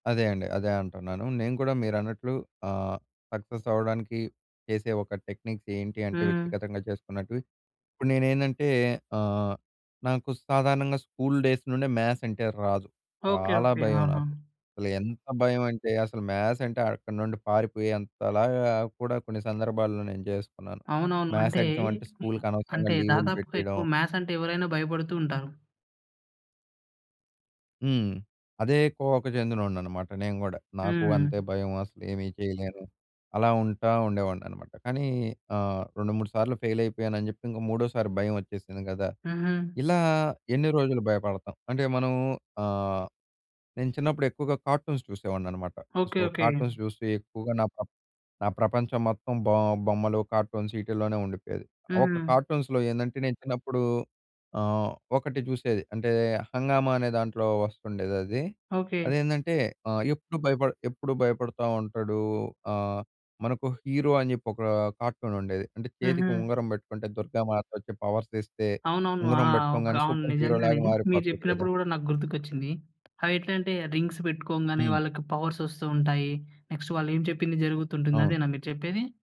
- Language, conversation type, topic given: Telugu, podcast, మళ్లీ నేర్చుకునే సమయంలో తగ్గిపోయిన ఆసక్తిని మీరు ఎలా మళ్లీ పెంచుకుంటారు?
- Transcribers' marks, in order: in English: "సక్సెస్"; in English: "టెక్నిక్"; in English: "స్కూల్ డేస్"; in English: "మ్యాథ్స్"; in English: "మ్యాథ్స్"; in English: "మ్యాథ్స్ ఎగ్జామ్"; in English: "ఫెయిల్"; in English: "కార్టూన్స్"; in English: "సో, కార్టూన్స్"; in English: "కార్టూన్స్"; in English: "కార్టూన్స్‌లో"; in English: "హీరో"; in English: "కార్టూన్"; in English: "పవర్స్"; in English: "సూపర్ హీరో"; other background noise; in English: "రింగ్స్"; in English: "పవర్స్"; in English: "నెక్స్ట్"